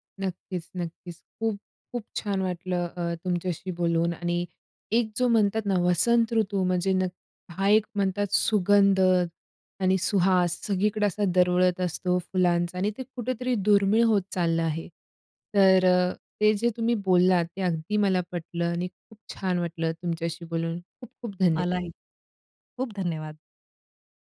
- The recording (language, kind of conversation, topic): Marathi, podcast, वसंताचा सुवास आणि फुलं तुला कशी भावतात?
- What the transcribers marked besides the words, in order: other background noise; tapping